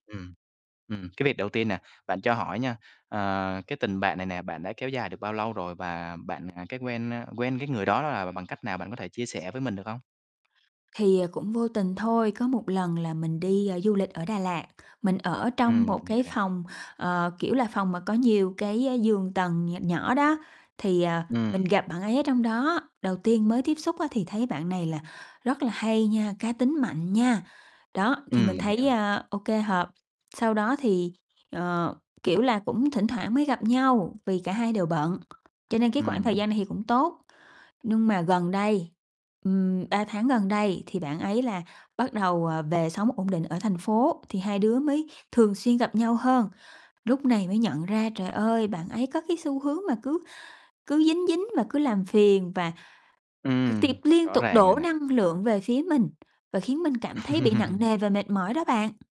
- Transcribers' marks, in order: distorted speech; tapping; background speech; other background noise; laugh
- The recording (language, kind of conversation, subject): Vietnamese, advice, Làm sao để nhận biết và xử lý khi bạn cảm thấy mối quan hệ của mình đang bị lợi dụng về mặt cảm xúc?